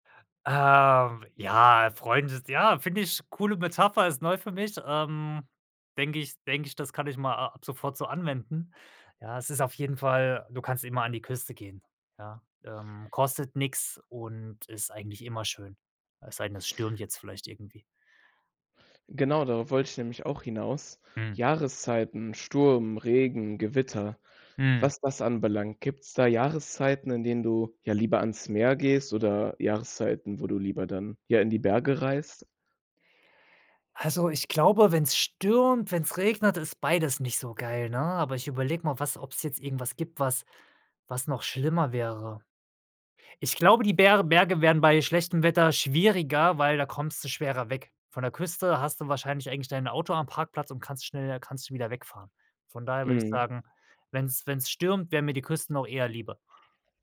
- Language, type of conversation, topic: German, podcast, Was fasziniert dich mehr: die Berge oder die Küste?
- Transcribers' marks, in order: none